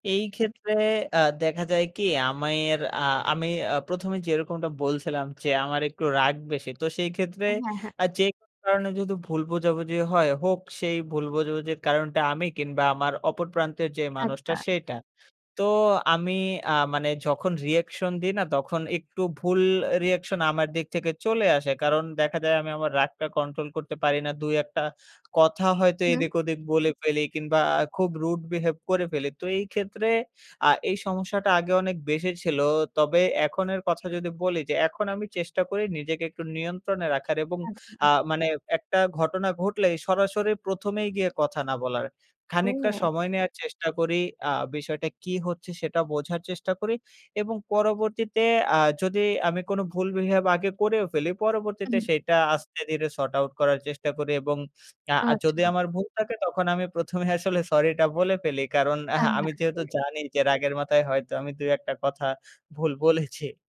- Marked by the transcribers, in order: in English: "rude behave"; other background noise; in English: "sort out"; laughing while speaking: "প্রথমে আসলে সরিটা বলে ফেলি … কথা ভুল বলেছি"
- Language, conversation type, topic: Bengali, podcast, ভুল বোঝাবুঝি হলে আপনি প্রথমে কী করেন?